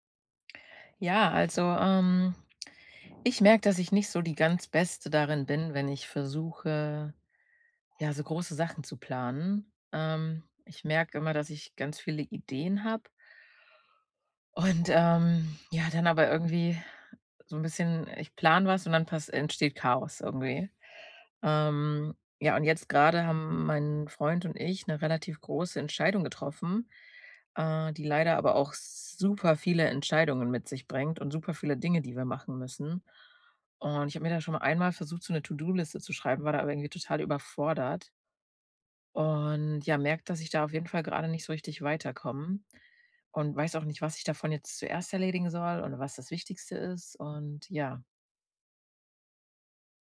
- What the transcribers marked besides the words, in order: other background noise
- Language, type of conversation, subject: German, advice, Wie kann ich Dringendes von Wichtigem unterscheiden, wenn ich meine Aufgaben plane?